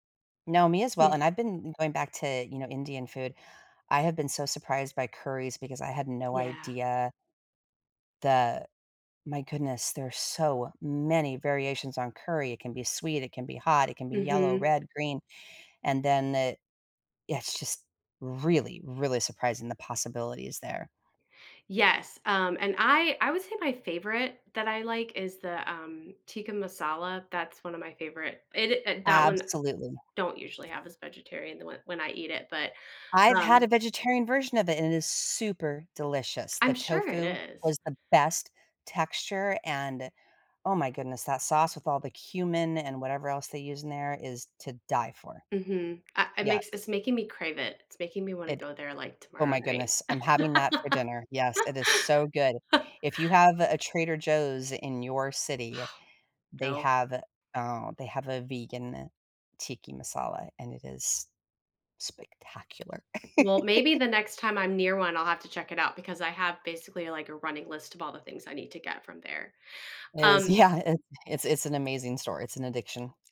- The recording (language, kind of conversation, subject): English, unstructured, What is the most surprising food you have ever tried?
- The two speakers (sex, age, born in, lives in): female, 45-49, United States, United States; female, 55-59, United States, United States
- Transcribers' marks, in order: stressed: "many"; other background noise; stressed: "super"; stressed: "best"; laugh; sigh; laugh; laughing while speaking: "yeah"; tapping